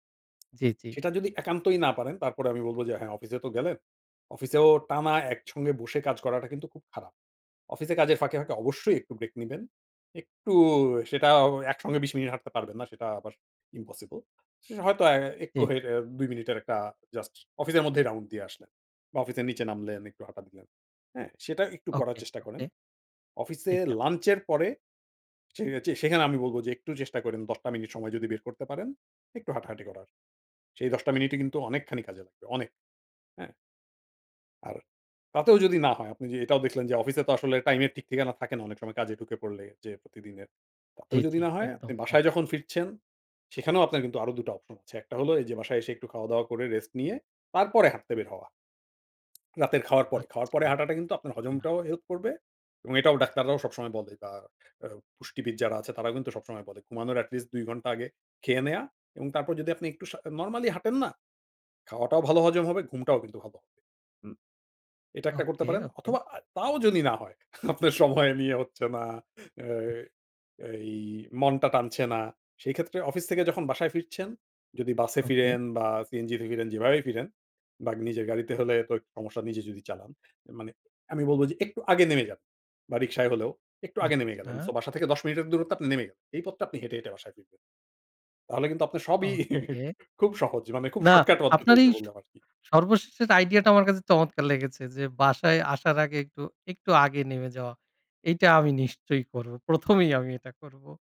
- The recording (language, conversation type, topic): Bengali, advice, নিয়মিত হাঁটা বা বাইরে সময় কাটানোর কোনো রুটিন কেন নেই?
- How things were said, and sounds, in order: in English: "impossible"; in English: "round"; laughing while speaking: "আপনার সময় নিয়ে হচ্ছে না"; chuckle; laughing while speaking: "খুব সহজে, মানে খুব শর্টকাট পদ্ধতিতে বললাম আরকি!"; laughing while speaking: "চমৎকার লেগেছে"; laughing while speaking: "প্রথম এই আমি এটা করবো"